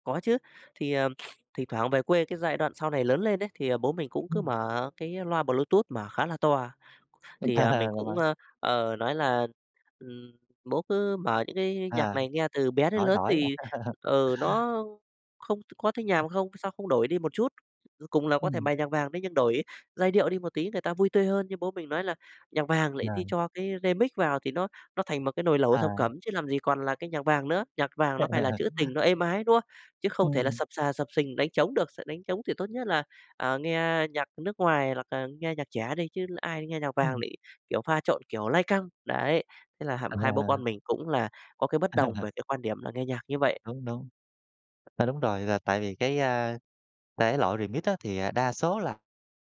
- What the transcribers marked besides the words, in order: sniff; other noise; laugh; unintelligible speech; tapping; laugh; "Remix" said as "rê mít"; laugh; chuckle
- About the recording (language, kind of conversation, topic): Vietnamese, podcast, Gia đình bạn thường nghe nhạc gì, và điều đó ảnh hưởng đến bạn như thế nào?